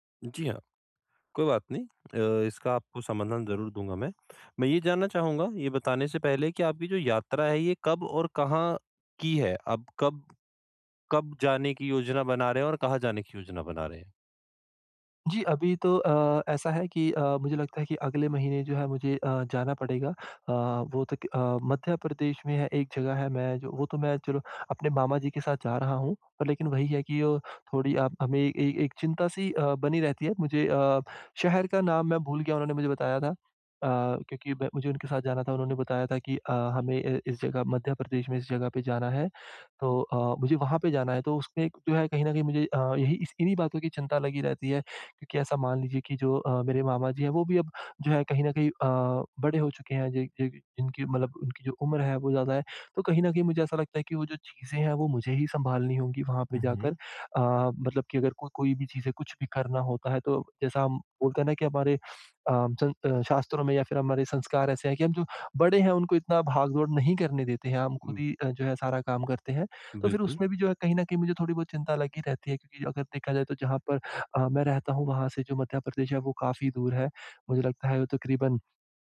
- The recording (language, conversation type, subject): Hindi, advice, मैं यात्रा की अनिश्चितता और चिंता से कैसे निपटूँ?
- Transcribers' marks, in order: none